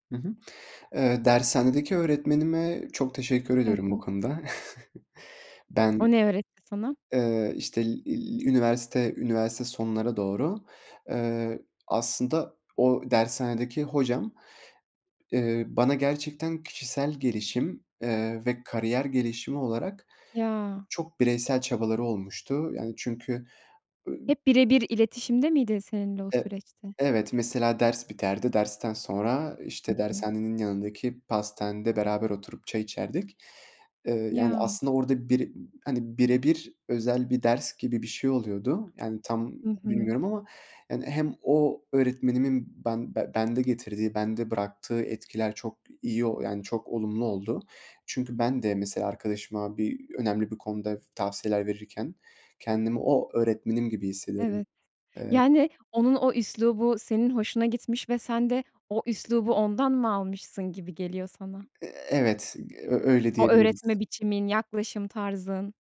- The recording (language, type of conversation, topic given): Turkish, podcast, Birine bir beceriyi öğretecek olsan nasıl başlardın?
- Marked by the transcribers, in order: chuckle; other background noise